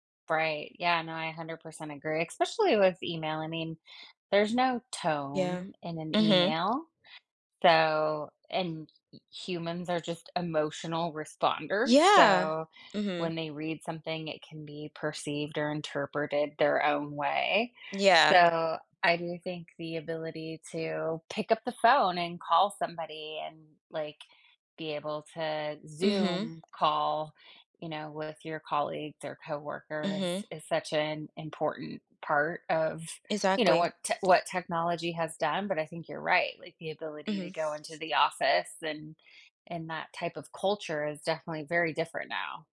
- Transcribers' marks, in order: tapping
- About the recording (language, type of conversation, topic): English, unstructured, How has technology changed the way you work?